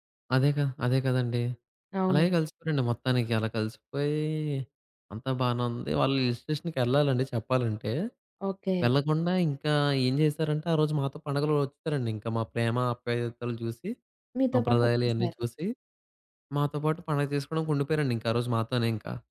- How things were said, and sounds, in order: none
- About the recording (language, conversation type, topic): Telugu, podcast, పండుగల్లో కొత్తవాళ్లతో సహజంగా పరిచయం ఎలా పెంచుకుంటారు?